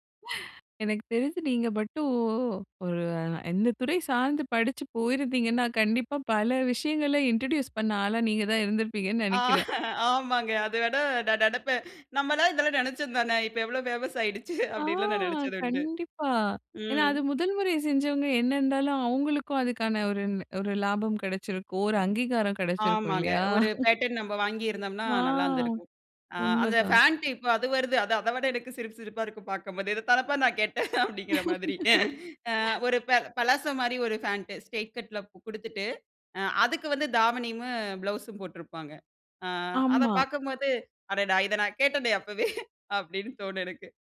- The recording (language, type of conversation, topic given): Tamil, podcast, பாரம்பரிய உடைகளை நவீனமாக மாற்றுவது பற்றி நீங்கள் என்ன நினைக்கிறீர்கள்?
- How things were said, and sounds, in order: laugh; drawn out: "மட்டும்"; in English: "இன்ட்ரோடியூஸ்"; laughing while speaking: "ஆ, ஆமாங்க அத விட நான் … நெனைச்சது உண்டு. ம்"; "நெனைப்பேன்" said as "நடப்பேன்"; in English: "பேமஸ்"; drawn out: "ஆ"; in English: "பேட்டர்ன்"; chuckle; drawn out: "ஆ"; laughing while speaking: "அது அத விட எனக்கு சிரிப்பு … கேட்டேன் அப்டிங்கிற மாதிரி"; laugh; in English: "ஸ்ட்ரைட் கட்ல"; chuckle